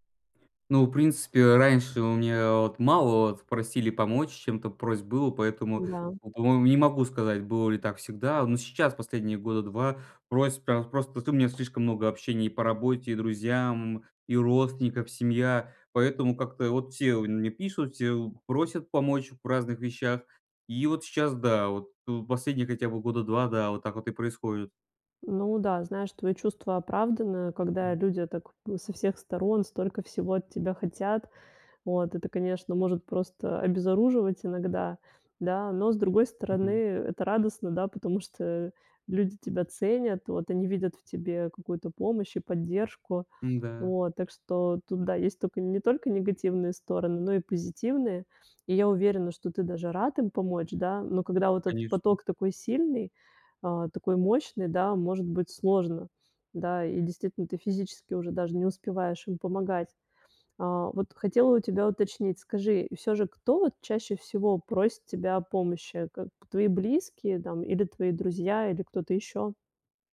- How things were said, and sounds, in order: none
- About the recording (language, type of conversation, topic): Russian, advice, Как отказать без чувства вины, когда меня просят сделать что-то неудобное?